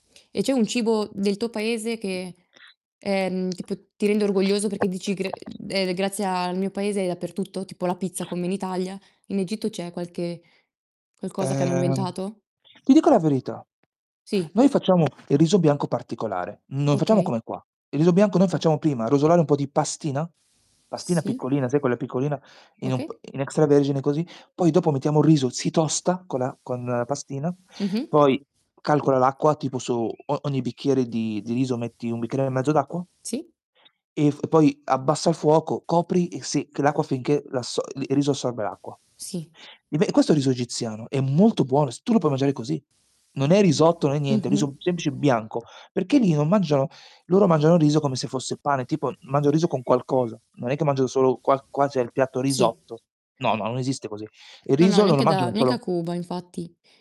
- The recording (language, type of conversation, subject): Italian, unstructured, Che cosa ti rende orgoglioso del tuo paese?
- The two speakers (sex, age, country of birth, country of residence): female, 20-24, Italy, Italy; male, 40-44, Italy, Italy
- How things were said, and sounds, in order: other background noise; mechanical hum; bird; static; distorted speech